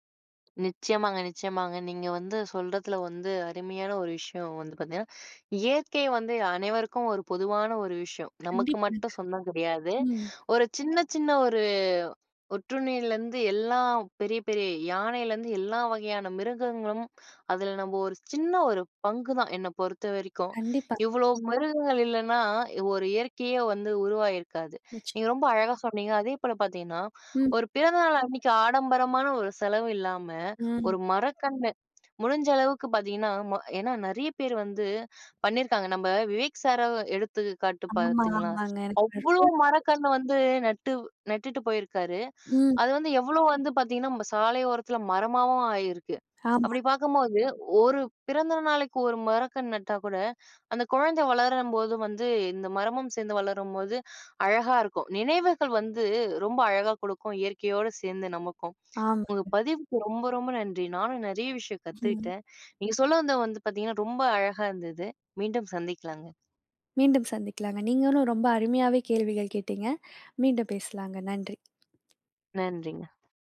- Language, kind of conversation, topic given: Tamil, podcast, பிள்ளைகளை இயற்கையுடன் இணைக்க நீங்கள் என்ன பரிந்துரைகள் கூறுவீர்கள்?
- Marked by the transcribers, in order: tapping; drawn out: "ஒரு"; other noise; unintelligible speech; other background noise